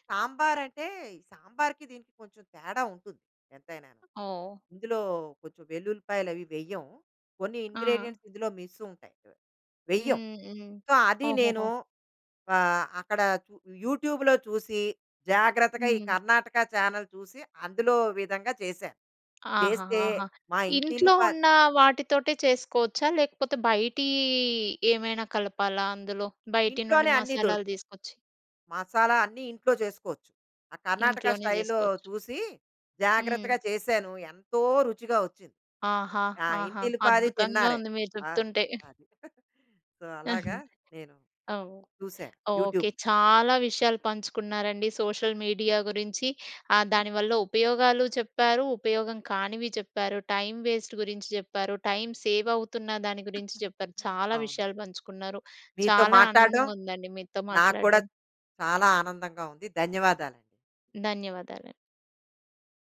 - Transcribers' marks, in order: tapping; in English: "ఇంగ్రీడియెంట్స్"; in English: "మిస్"; in English: "సో"; in English: "యూట్యూబ్‌లో"; in English: "చానెల్"; other background noise; in English: "స్టైల్‌లో"; chuckle; in English: "సో"; in English: "యూట్యూబ్"; in English: "సోషల్ మీడియా"; in English: "టైం వేస్ట్"; in English: "టైం సేవ్"
- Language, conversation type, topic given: Telugu, podcast, సోషల్ మీడియా మీ జీవితాన్ని ఎలా మార్చింది?